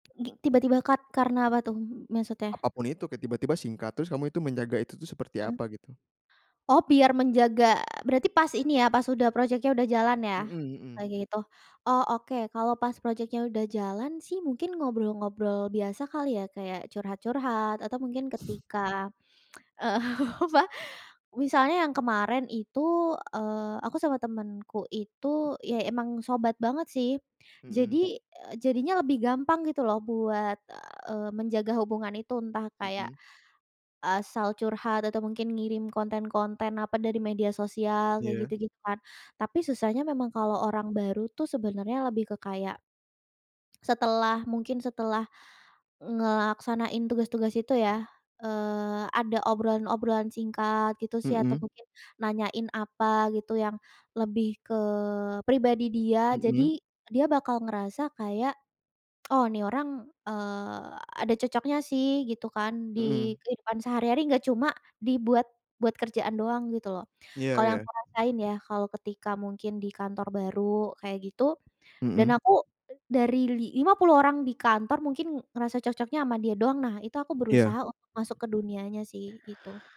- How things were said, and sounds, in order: other background noise; tapping; in English: "cut"; chuckle; laughing while speaking: "apa"
- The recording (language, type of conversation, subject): Indonesian, podcast, Bagaimana cara kamu menemukan orang yang benar-benar cocok denganmu?